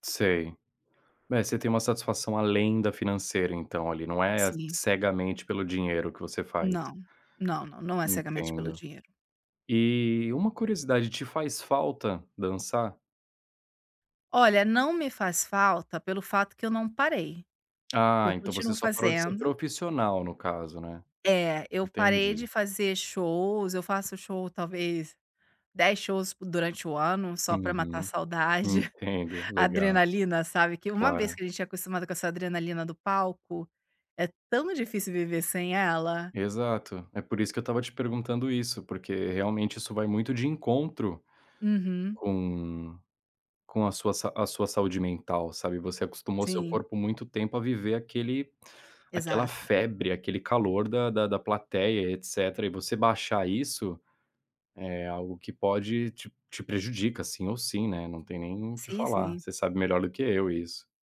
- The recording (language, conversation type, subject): Portuguese, advice, Como é para você ter pouco tempo para cuidar da sua saúde física e mental?
- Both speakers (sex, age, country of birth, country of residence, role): female, 40-44, Brazil, Italy, user; male, 30-34, Brazil, Spain, advisor
- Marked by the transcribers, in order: chuckle